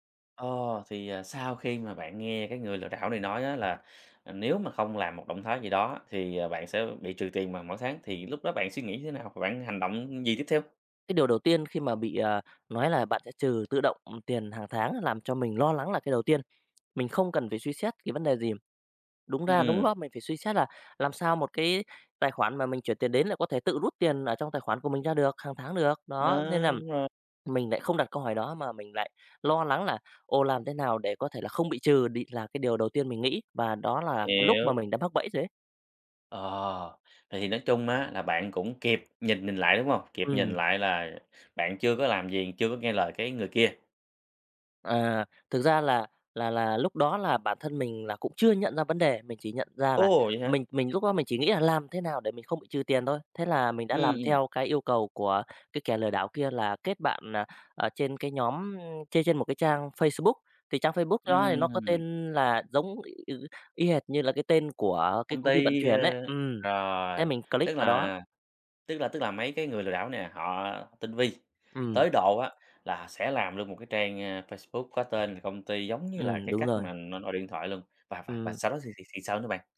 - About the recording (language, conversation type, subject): Vietnamese, podcast, Bạn đã từng bị lừa đảo trên mạng chưa, bạn có thể kể lại câu chuyện của mình không?
- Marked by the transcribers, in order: tapping; in English: "click"; other background noise